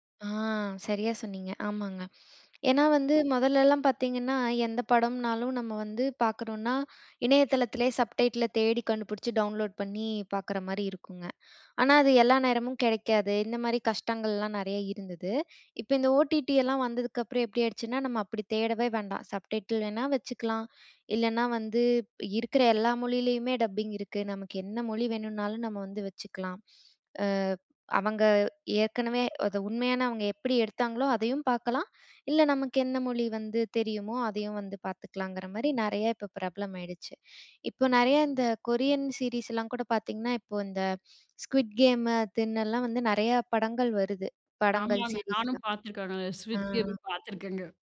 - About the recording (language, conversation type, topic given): Tamil, podcast, சப்டைட்டில்கள் அல்லது டப்பிங் காரணமாக நீங்கள் வேறு மொழிப் படங்களை கண்டுபிடித்து ரசித்திருந்தீர்களா?
- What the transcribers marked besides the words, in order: in English: "சப்டைட்டில"; in English: "டவுன்லோட்"; in English: "சப்டைட்டில்"; in English: "டப்பிங்"; in English: "கொரியன் சீரிஸ்லாம்"; in English: "ஸ்விட் கேம்"